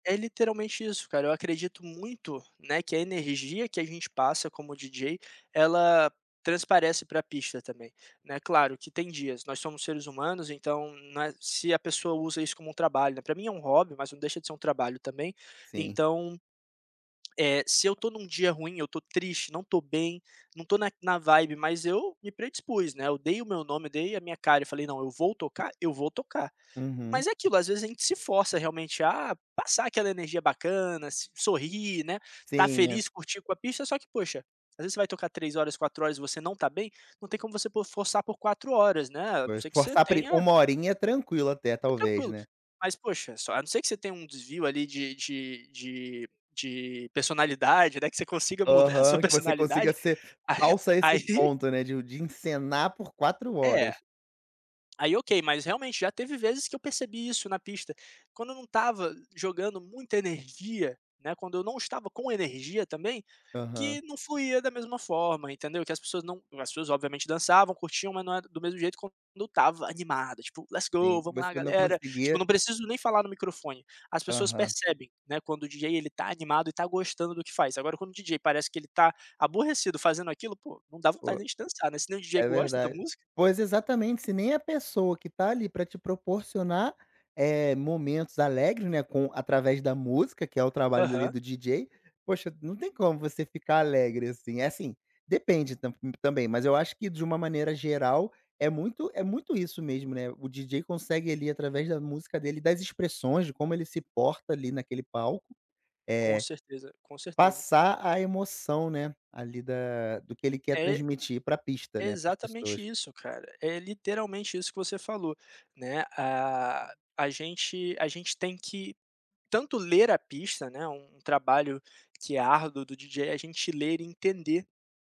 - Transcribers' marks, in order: in English: "vibe"; in English: "Let's go!"
- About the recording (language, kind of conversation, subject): Portuguese, podcast, Como você percebe que entrou em estado de fluxo enquanto pratica um hobby?